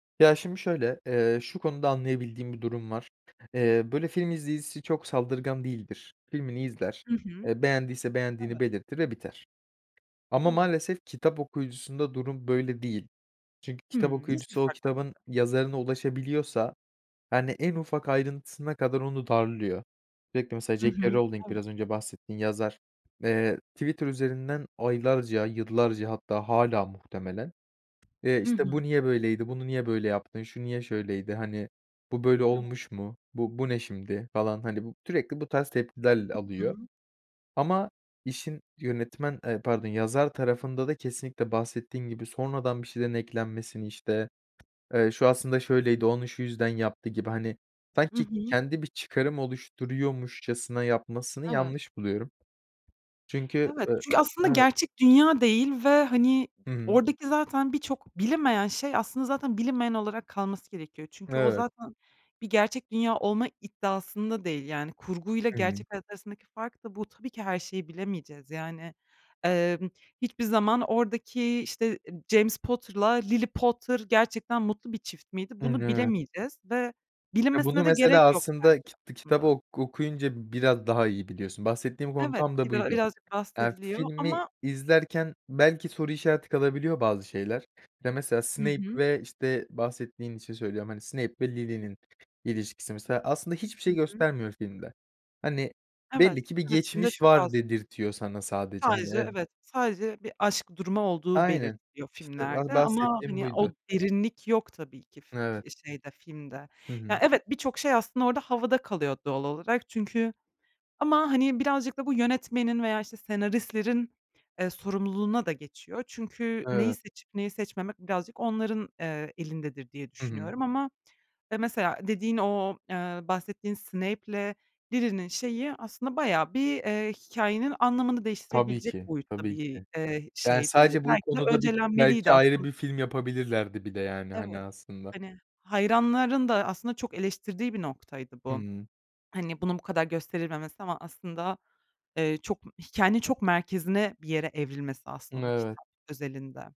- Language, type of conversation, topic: Turkish, podcast, Favori bir kitabının filme uyarlanması hakkında ne düşünüyorsun, neden?
- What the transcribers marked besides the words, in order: other background noise; unintelligible speech; tapping; unintelligible speech; unintelligible speech